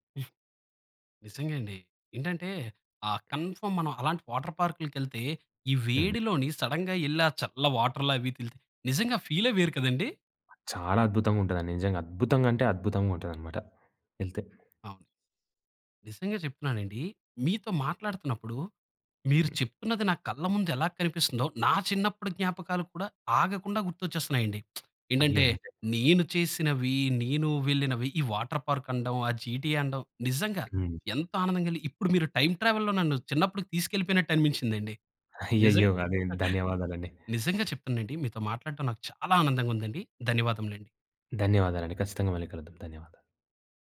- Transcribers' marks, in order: other noise; in English: "కన్‌ఫార్మ్"; in English: "వాటర్ పార్క్‌లకి"; in English: "సడెన్‌గా"; lip smack; other background noise; in English: "వాటర్ పార్క్"; in English: "జీటీఏ"; in English: "టైమ్ ట్రావెల్లో"
- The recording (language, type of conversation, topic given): Telugu, podcast, మీ బాల్యంలో మీకు అత్యంత సంతోషాన్ని ఇచ్చిన జ్ఞాపకం ఏది?